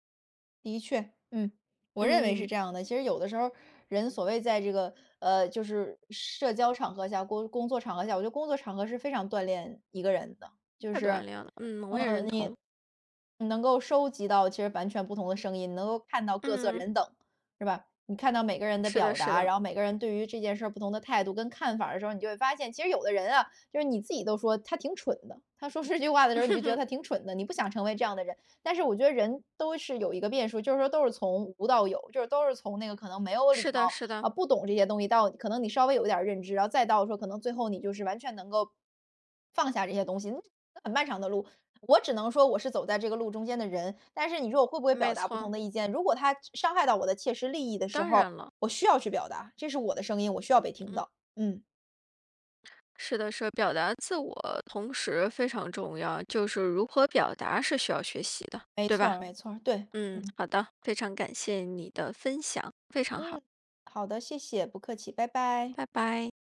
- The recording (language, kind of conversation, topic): Chinese, podcast, 怎么在工作场合表达不同意见而不失礼？
- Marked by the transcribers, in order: laugh